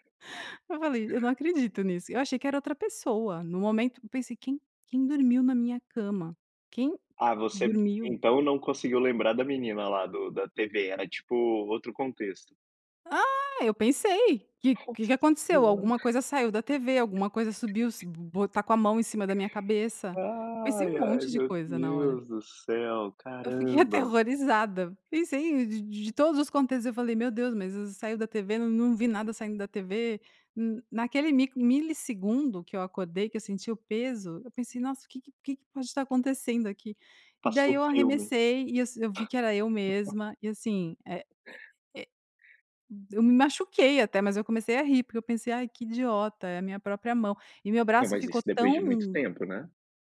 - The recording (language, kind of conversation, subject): Portuguese, podcast, Qual foi a experiência mais engraçada da sua vida?
- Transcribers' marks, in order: other background noise; tapping; other noise